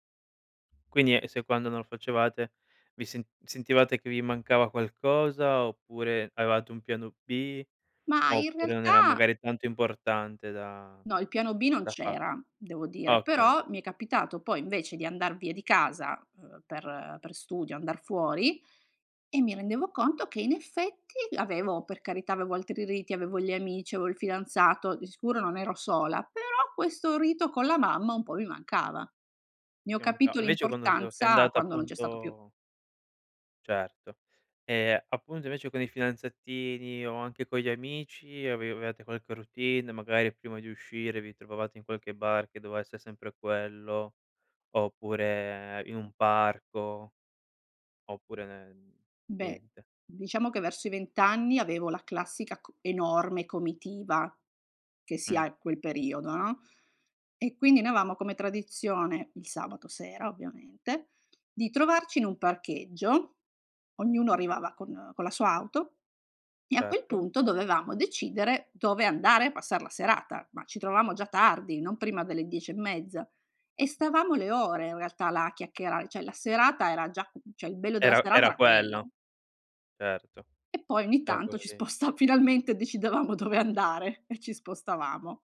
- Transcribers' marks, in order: tapping; "doveva" said as "dovea"; "essere" said as "esse"; "avevamo" said as "avamo"; "cioè" said as "ceh"; "cioè" said as "ceh"; laughing while speaking: "dove andare"
- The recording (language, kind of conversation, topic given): Italian, podcast, Raccontami una routine serale che ti aiuta a rilassarti davvero?